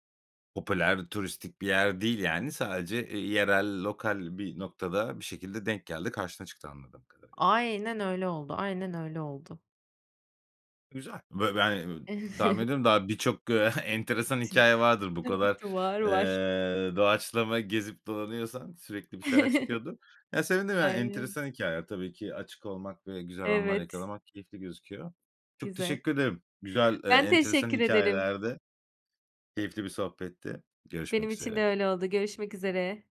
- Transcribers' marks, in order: other background noise; chuckle; tapping; unintelligible speech; laughing while speaking: "Var var"; chuckle
- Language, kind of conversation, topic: Turkish, podcast, Bir yerde kaybolup beklenmedik güzellikler keşfettiğin anı anlatır mısın?